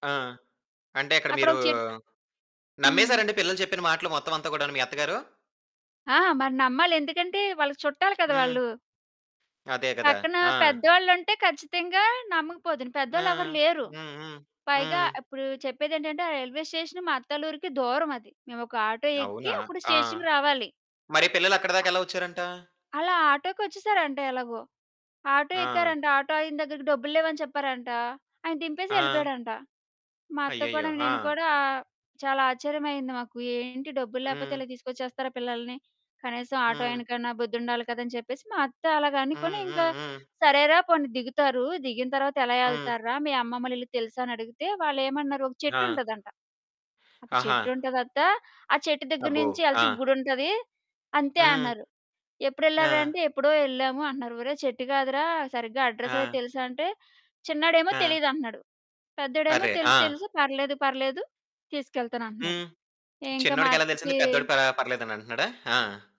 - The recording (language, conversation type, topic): Telugu, podcast, రైల్లో ప్రయాణించినప్పుడు మీకు జరిగిన ప్రత్యేకమైన ఒక జ్ఞాపకం గురించి చెప్పగలరా?
- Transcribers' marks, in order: in English: "రైల్వే స్టేషన్"; in English: "స్టేషన్‌కి"; tapping; other background noise